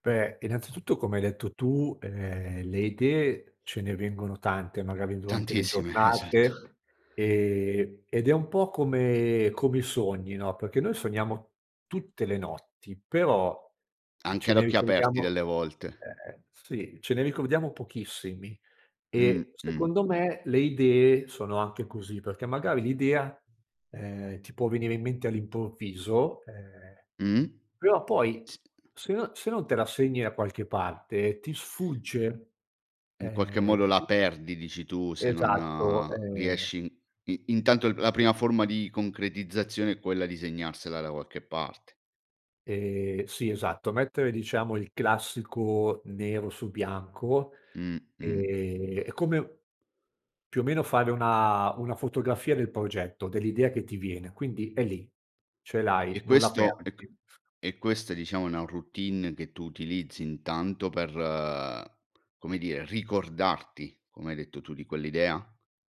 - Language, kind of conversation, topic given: Italian, podcast, Come trasformi un’idea vaga in qualcosa di concreto?
- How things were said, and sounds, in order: other background noise; laughing while speaking: "Tantissime, esatto"; tapping